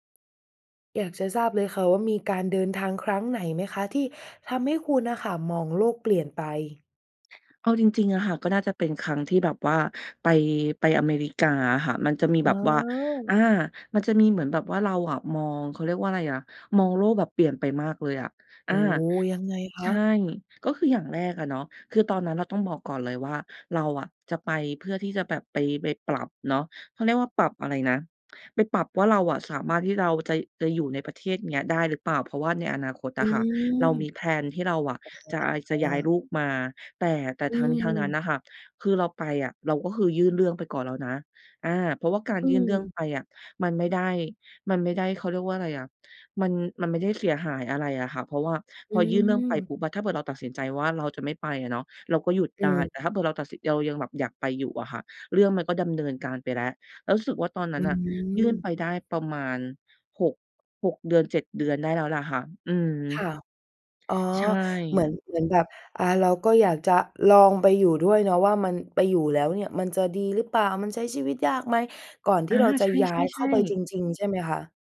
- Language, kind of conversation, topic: Thai, podcast, การเดินทางครั้งไหนที่ทำให้คุณมองโลกเปลี่ยนไปบ้าง?
- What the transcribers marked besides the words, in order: in English: "แพลน"